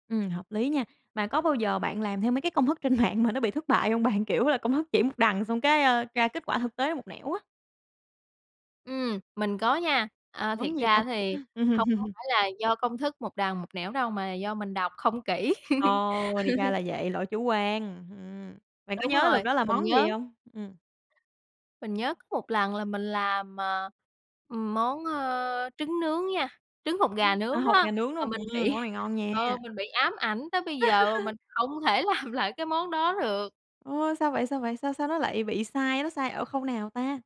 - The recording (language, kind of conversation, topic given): Vietnamese, podcast, Lần bạn thử làm một món mới thành công nhất diễn ra như thế nào?
- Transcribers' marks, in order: tapping; laughing while speaking: "mạng mà nó bị thất bại hông bạn?"; laugh; laugh; other background noise; laughing while speaking: "bị"; laugh; laughing while speaking: "làm lại"